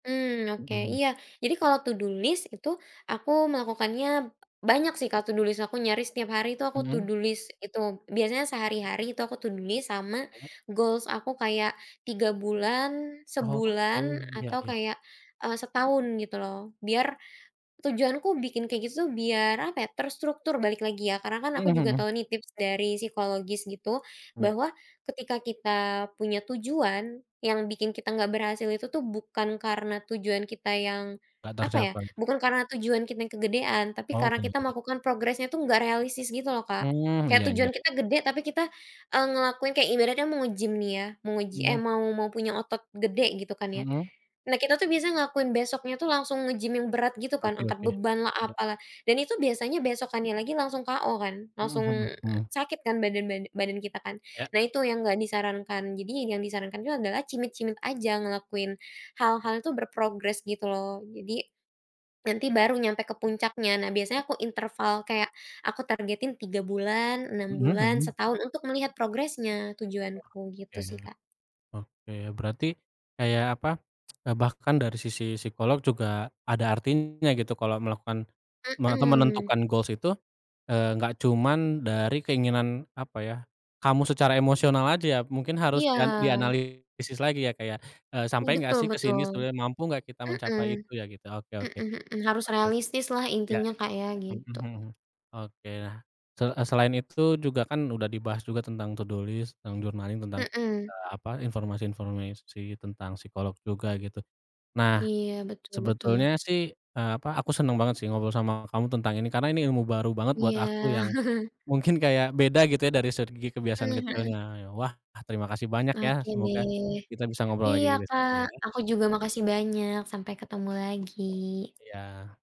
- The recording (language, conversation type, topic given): Indonesian, podcast, Apa kebiasaan kecil yang paling membantu Anda dalam kehidupan sehari-hari?
- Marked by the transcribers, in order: in English: "to do list"; other background noise; in English: "to do list"; in English: "to do list"; in English: "to do list"; unintelligible speech; tsk; tapping; in English: "to do list"; in English: "journaling"; chuckle